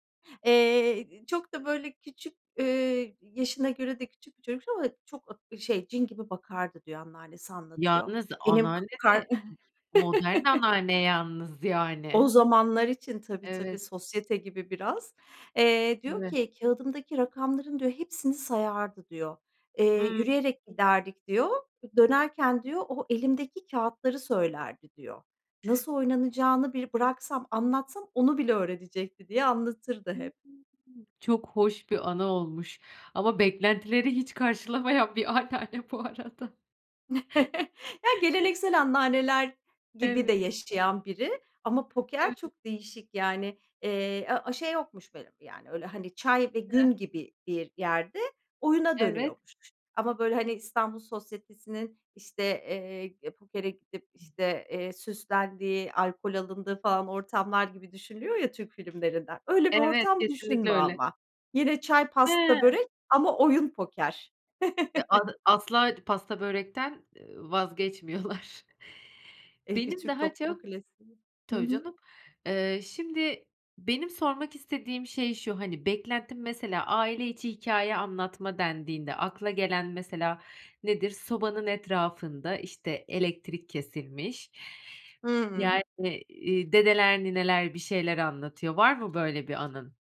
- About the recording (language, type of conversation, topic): Turkish, podcast, Aile içinde hikâye anlatma veya anı paylaşma geleneğiniz var mı?
- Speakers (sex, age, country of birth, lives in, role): female, 30-34, Turkey, Netherlands, host; female, 45-49, Turkey, Netherlands, guest
- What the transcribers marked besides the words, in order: other background noise; chuckle; laughing while speaking: "karşılamayan bir anneanne bu arada"; chuckle; unintelligible speech; tapping; chuckle; laughing while speaking: "vazgeçmiyorlar"